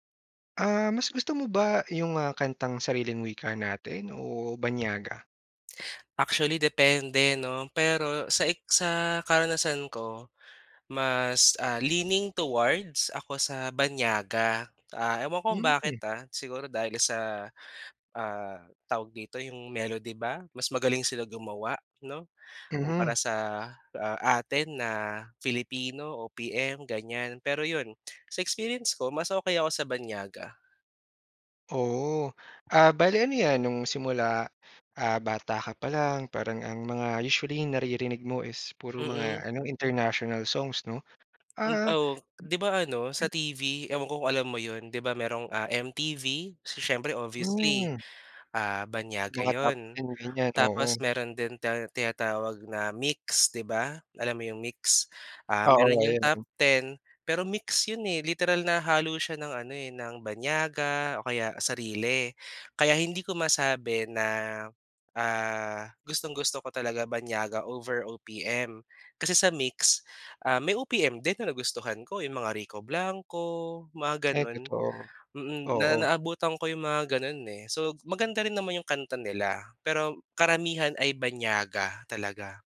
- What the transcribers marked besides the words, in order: in English: "leaning towards"; in English: "international songs"
- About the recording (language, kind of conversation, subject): Filipino, podcast, Mas gusto mo ba ang mga kantang nasa sariling wika o mga kantang banyaga?